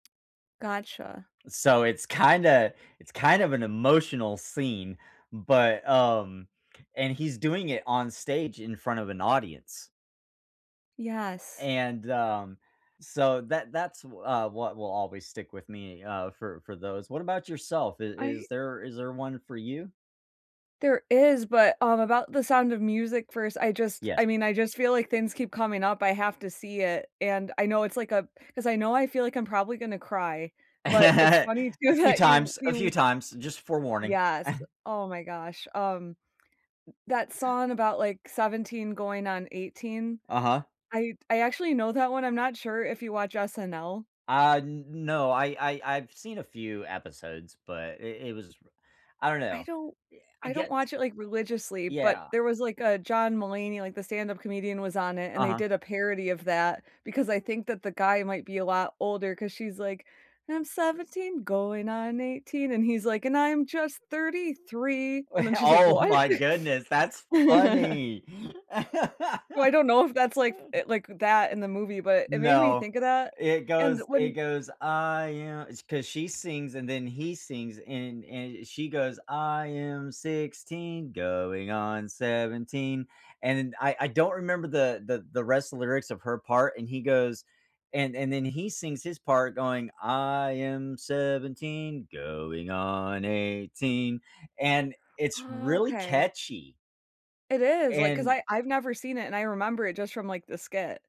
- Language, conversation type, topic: English, unstructured, Is there a song that always takes you back in time?
- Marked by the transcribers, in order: tapping; laugh; laughing while speaking: "too"; chuckle; singing: "I'm seventeen going on eighteen"; laughing while speaking: "Oh"; laugh; other background noise; background speech; singing: "I am"; singing: "I am sixteen going on seventeen"; singing: "I am seventeen going on eighteen"